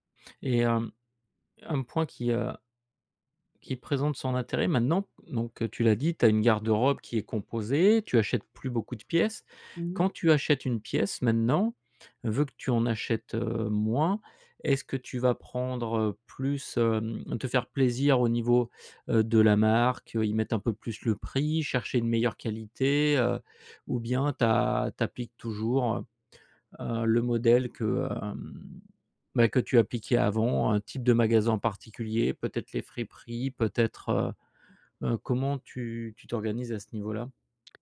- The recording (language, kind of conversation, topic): French, podcast, Tu t’habilles plutôt pour toi ou pour les autres ?
- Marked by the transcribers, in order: tapping; other background noise